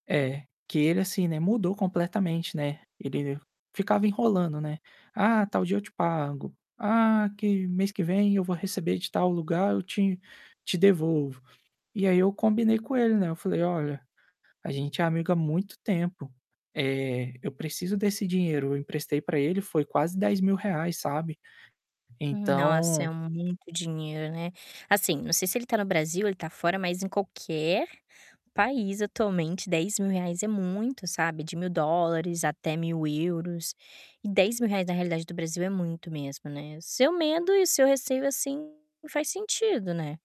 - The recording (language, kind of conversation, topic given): Portuguese, advice, Como você descreveria o medo de voltar a confiar em alguém?
- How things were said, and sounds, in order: tapping